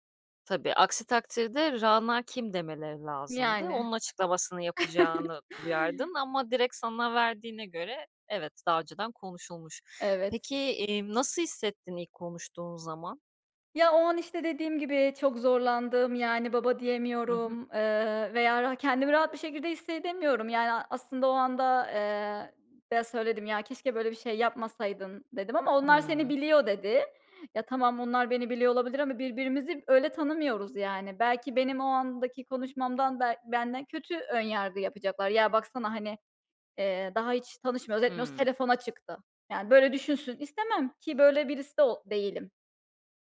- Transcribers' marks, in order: chuckle
- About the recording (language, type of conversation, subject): Turkish, podcast, Kayınvalideniz veya kayınpederinizle ilişkiniz zaman içinde nasıl şekillendi?